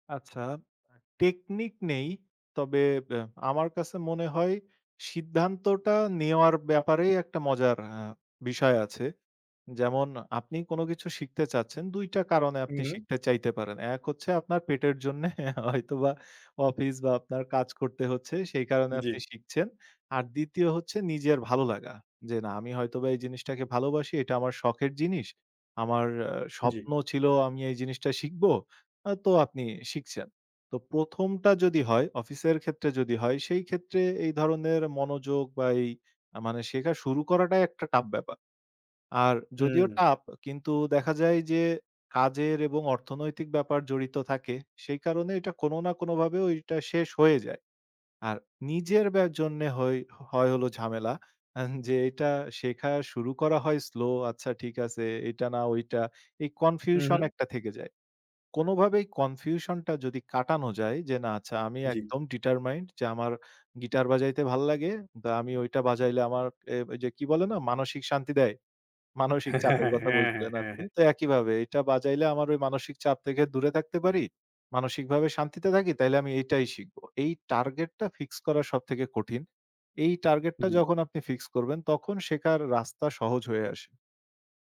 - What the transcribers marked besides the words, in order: chuckle; laughing while speaking: "হয়তোবা"; in English: "slow"; in English: "determined"; laughing while speaking: "হ্যাঁ, হ্যাঁ, হ্যাঁ, হ্যাঁ, হ্যাঁ, হ্যাঁ"
- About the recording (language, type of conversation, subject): Bengali, podcast, শিখতে আগ্রহ ধরে রাখার কৌশল কী?